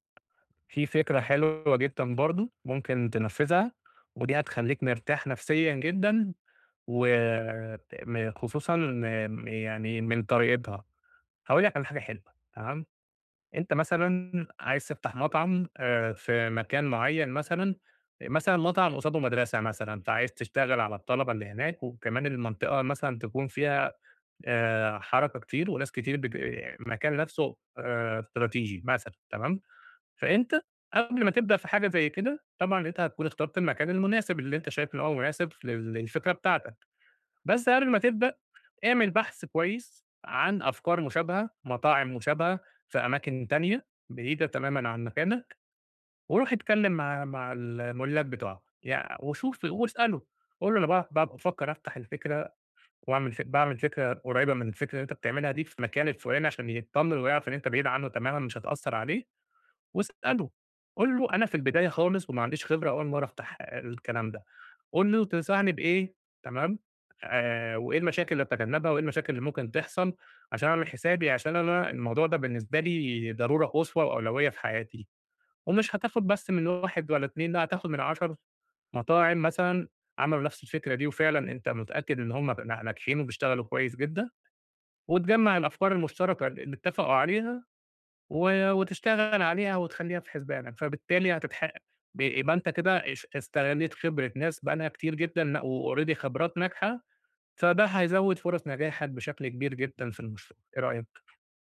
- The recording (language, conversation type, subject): Arabic, advice, إزاي أتعامل مع القلق لما أبقى خايف من مستقبل مش واضح؟
- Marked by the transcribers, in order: tapping; in English: "وalready"